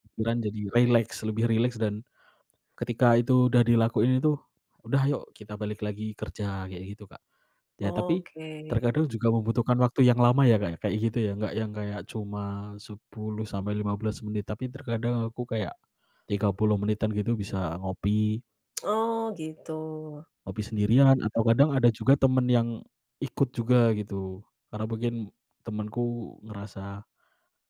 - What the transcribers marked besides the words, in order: other background noise
- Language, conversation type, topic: Indonesian, podcast, Apa yang Anda lakukan untuk menjaga kesehatan mental saat bekerja?